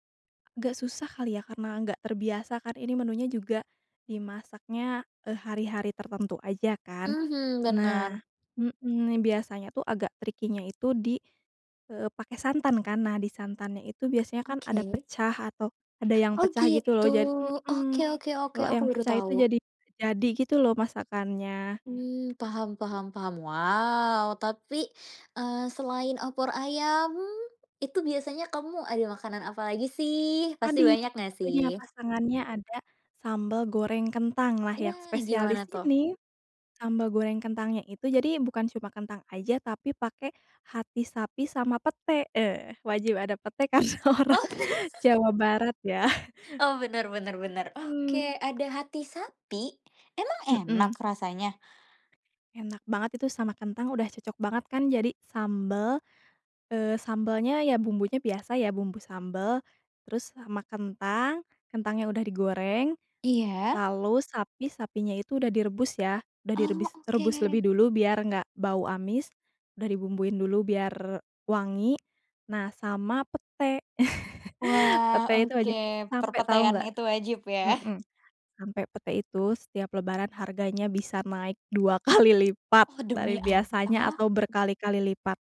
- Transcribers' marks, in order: tapping; in English: "tricky-nya"; background speech; other background noise; laughing while speaking: "Oh!"; laugh; laughing while speaking: "karena orang"; laugh; laugh; laugh; laughing while speaking: "kali"; surprised: "Oh, demi apa?"
- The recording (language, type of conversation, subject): Indonesian, podcast, Bisa jelaskan seperti apa tradisi makan saat Lebaran di kampung halamanmu?